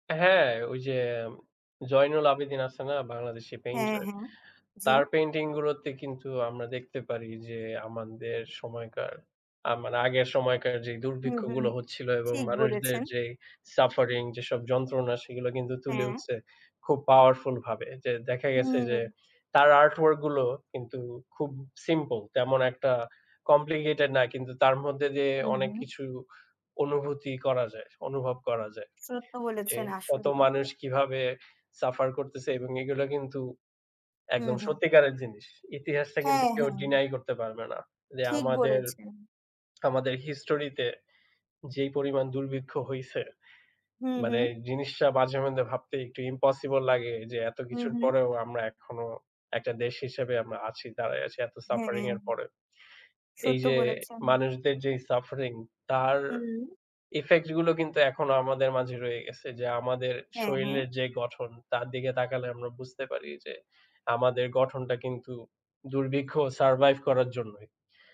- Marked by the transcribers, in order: tapping; "সত্য" said as "চোত্য"
- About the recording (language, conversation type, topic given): Bengali, unstructured, কোনো ছবি বা চিত্রকর্ম দেখে আপনি কি কখনো অঝোরে কেঁদেছেন?
- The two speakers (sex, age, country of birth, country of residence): female, 20-24, Bangladesh, Bangladesh; male, 25-29, Bangladesh, Bangladesh